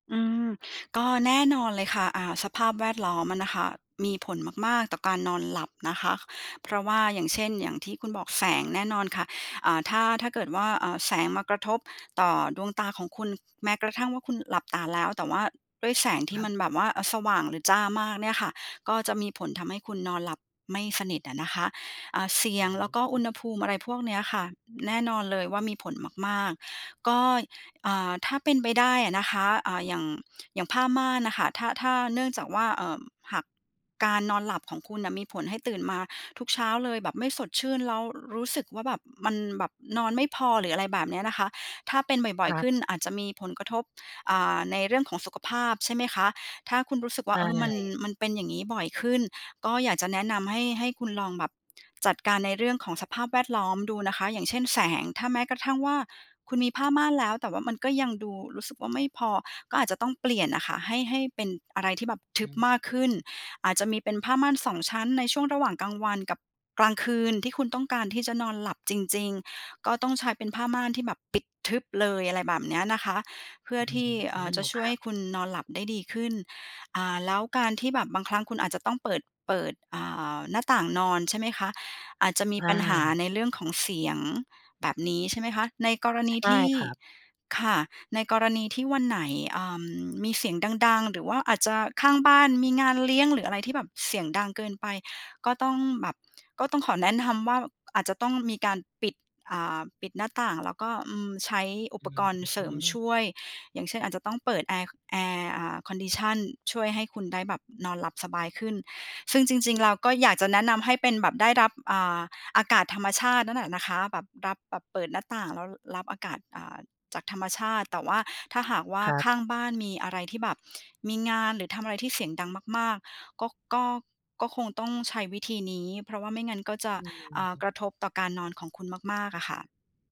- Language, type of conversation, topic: Thai, advice, ทำไมตื่นมาไม่สดชื่นทั้งที่นอนพอ?
- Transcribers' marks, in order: other background noise; in English: "condition"